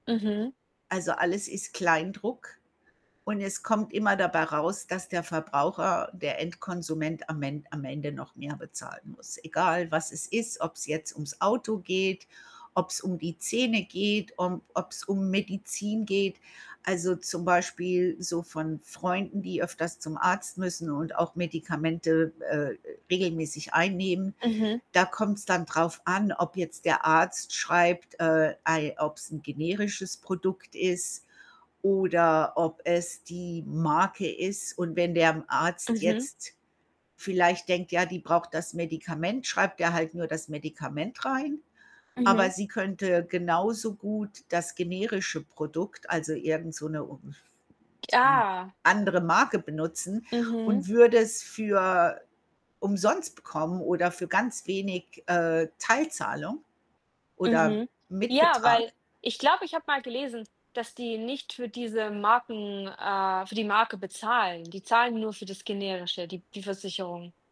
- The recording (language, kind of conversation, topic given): German, unstructured, Wie beeinflusst Kultur unseren Alltag, ohne dass wir es merken?
- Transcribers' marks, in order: static; other background noise; unintelligible speech